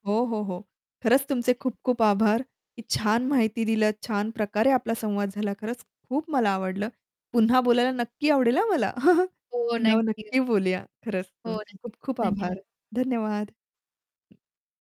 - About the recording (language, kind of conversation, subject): Marathi, podcast, तुमच्या परिसरातली लपलेली जागा कोणती आहे, आणि ती तुम्हाला का आवडते?
- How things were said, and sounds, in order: other background noise; distorted speech; chuckle